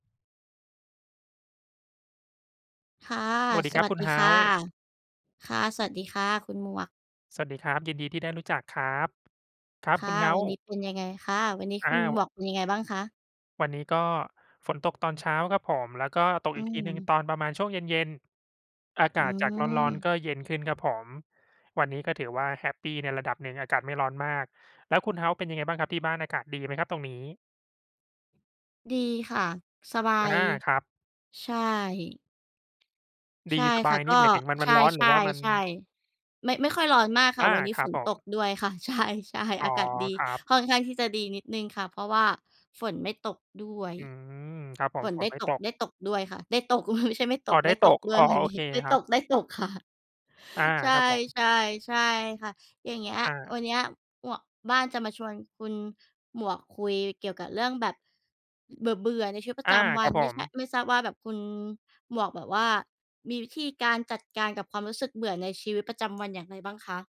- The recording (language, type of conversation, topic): Thai, unstructured, คุณมีวิธีจัดการกับความรู้สึกเบื่อในชีวิตประจำวันอย่างไร?
- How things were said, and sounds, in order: laughing while speaking: "ใช่ ๆ"; chuckle; laughing while speaking: "วันนี้"; laughing while speaking: "ค่ะ"; other background noise